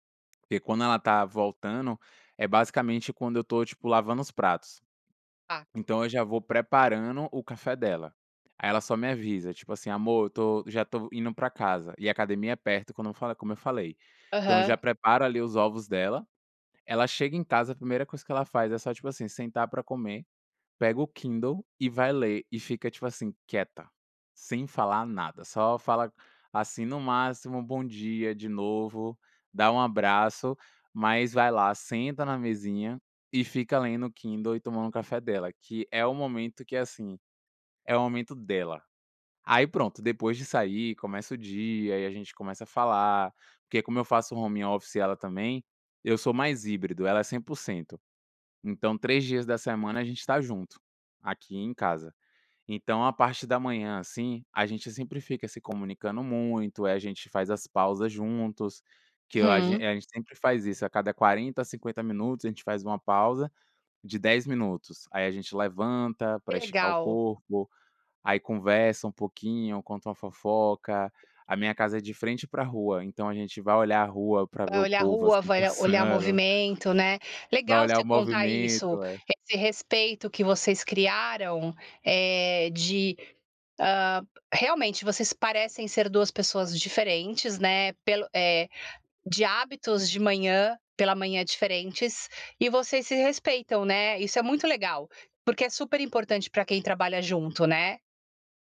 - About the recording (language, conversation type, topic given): Portuguese, podcast, Como é a rotina matinal aí na sua família?
- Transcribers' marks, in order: tapping